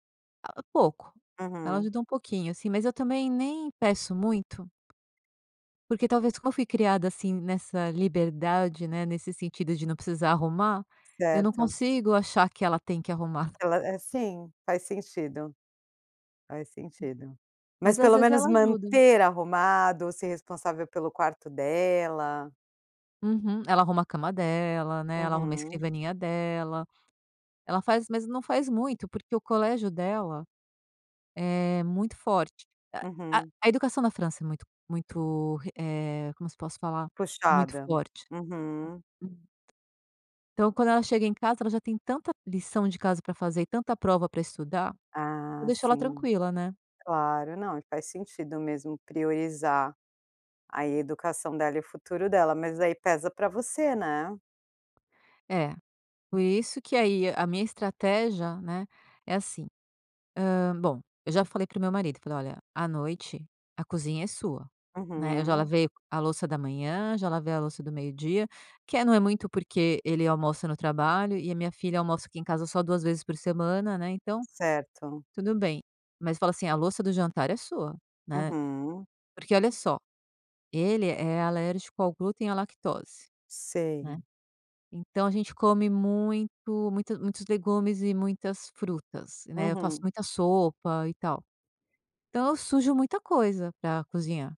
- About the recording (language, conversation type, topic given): Portuguese, podcast, Como você evita distrações domésticas quando precisa se concentrar em casa?
- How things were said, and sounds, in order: tapping; other noise